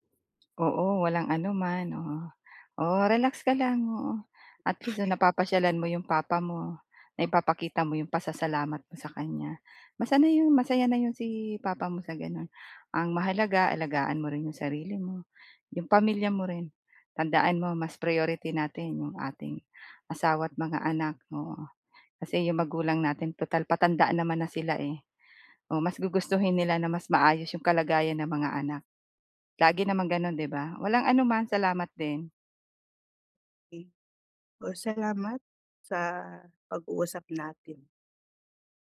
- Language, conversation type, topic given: Filipino, advice, Paano ko mapapatawad ang sarili ko kahit may mga obligasyon ako sa pamilya?
- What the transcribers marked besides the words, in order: tapping; other background noise